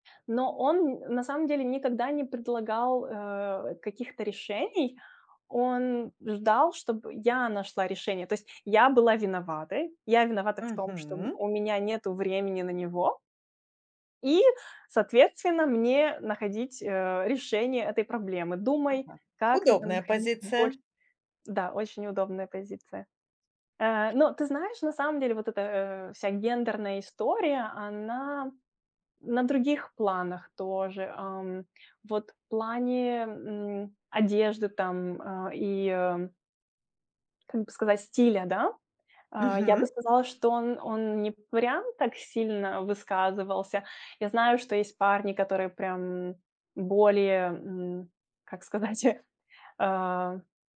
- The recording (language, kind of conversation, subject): Russian, advice, Как мне поступить, если мои желания конфликтуют с ожиданиями семьи и культуры?
- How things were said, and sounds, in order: other background noise; chuckle